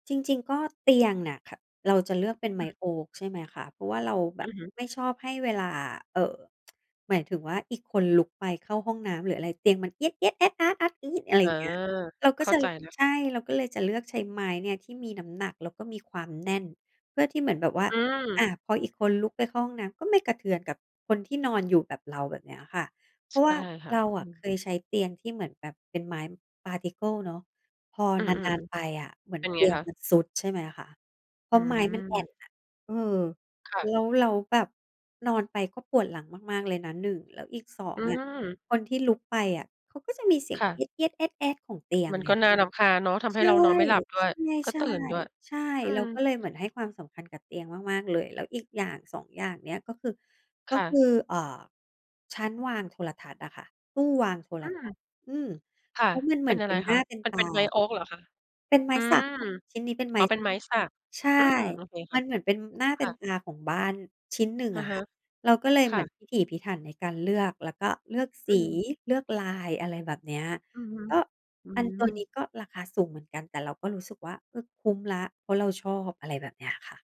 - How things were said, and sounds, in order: none
- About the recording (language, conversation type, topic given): Thai, podcast, บ้านแบบไหนทำให้คุณรู้สึกสบายใจ?